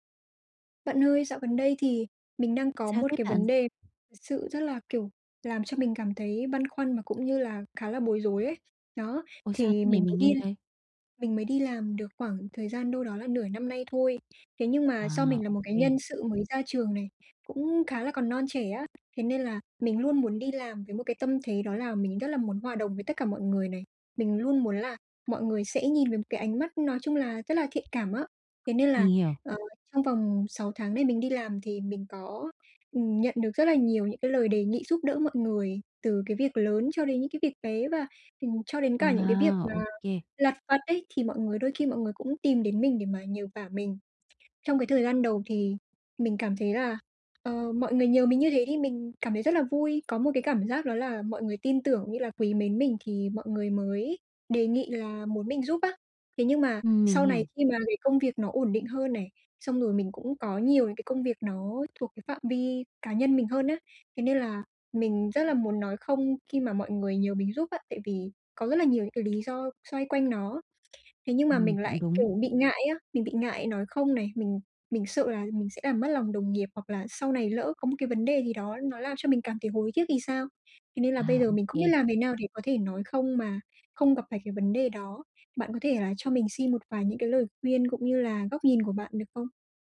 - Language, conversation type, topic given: Vietnamese, advice, Làm sao để nói “không” mà không hối tiếc?
- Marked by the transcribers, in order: other background noise; tapping